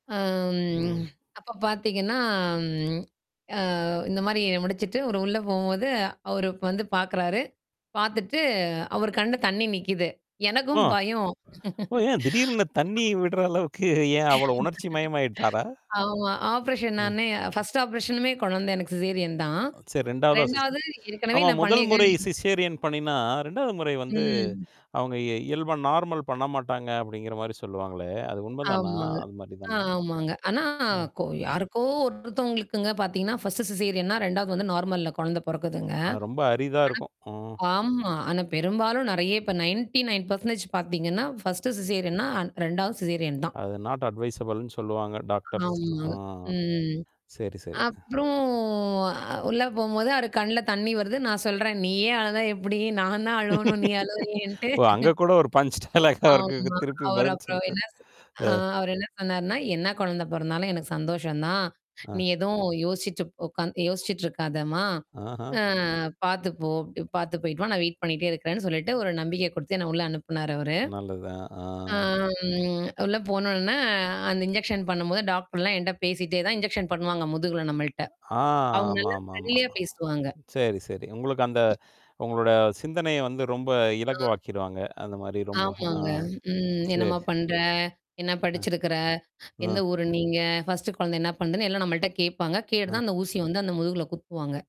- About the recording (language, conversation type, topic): Tamil, podcast, உங்களுக்கு அர்த்தமுள்ள ஒரு நாள் எப்படி இருக்கும்?
- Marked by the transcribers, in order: drawn out: "ஆ"; drawn out: "அம்"; other noise; laughing while speaking: "ஏன் திடீர்னு இந்த தண்ணீ விடுற அளவுக்கு ஏன் அவ்ளோ உணர்ச்சி மயமாயிட்டாரா?"; laugh; in English: "ஆப்ரேஷன்"; in English: "ஃபர்ஸ்ட் ஆப்ரேஷனுமே"; in English: "சிசேரியன்"; distorted speech; in English: "சிசேரியன்"; unintelligible speech; in English: "நார்மல்"; in English: "ஃபர்ஸ்ட்ட் சிசேரியன்னா"; in English: "நார்மல்ல"; in English: "நயன்ட்டி நயன் பெர்சன்டேஜ்"; in English: "பர்ஸ்டு சிசேரியன்னா"; in English: "சிசேரியன்"; in English: "நாட் அட்வைசபிள்ன்னு"; drawn out: "அப்புறம்"; laugh; laughing while speaking: "நீ அழுவுறியேன்ட்டு"; laughing while speaking: "டயலகா"; in English: "வெயிட்"; drawn out: "ஆம்"; in English: "இன்ஜெக்ஷன்"; in English: "இன்ஜெக்ஷன்"; in English: "ஃப்ரெண்ட்லியா"; in English: "ஃபர்ஸ்ட்ட்"